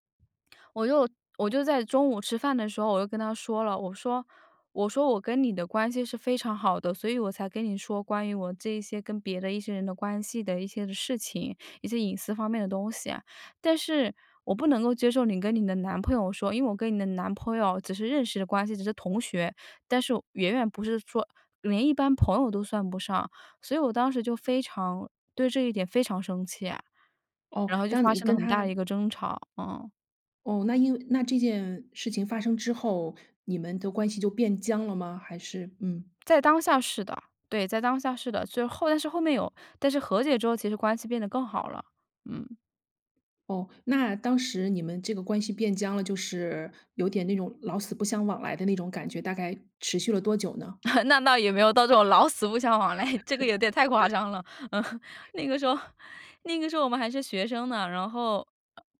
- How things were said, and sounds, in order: other background noise; laugh; laughing while speaking: "那倒也没有到这种老死 … 了，嗯。那个时候"; laugh
- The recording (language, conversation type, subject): Chinese, podcast, 有没有一次和解让关系变得更好的例子？
- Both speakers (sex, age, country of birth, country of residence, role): female, 25-29, United States, United States, guest; female, 40-44, China, France, host